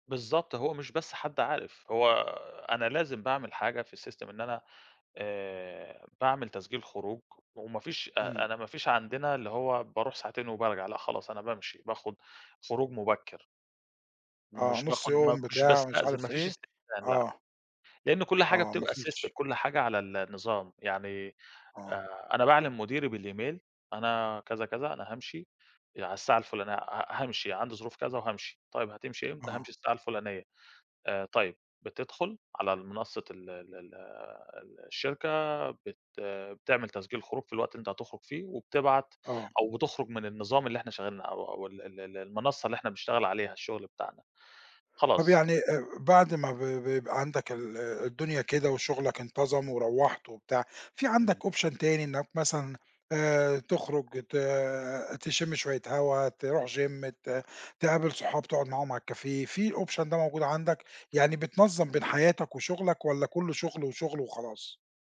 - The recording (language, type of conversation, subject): Arabic, podcast, بتحكيلي عن يوم شغل عادي عندك؟
- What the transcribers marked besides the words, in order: in English: "الsystem"; in English: "system"; in English: "بالemail"; in English: "option"; in English: "gym"; in French: "الcafé"; in English: "الoption"